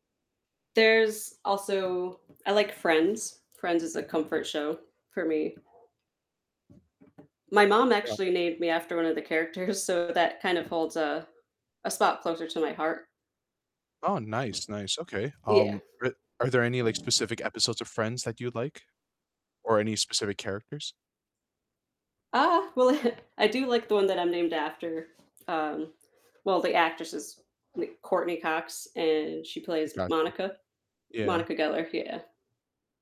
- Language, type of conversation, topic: English, unstructured, Which comfort shows do you rewatch for a pick-me-up, and what makes them your cozy go-tos?
- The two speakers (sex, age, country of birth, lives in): female, 30-34, United States, United States; male, 25-29, United States, United States
- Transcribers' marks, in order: other background noise; tapping; laughing while speaking: "characters"; distorted speech; chuckle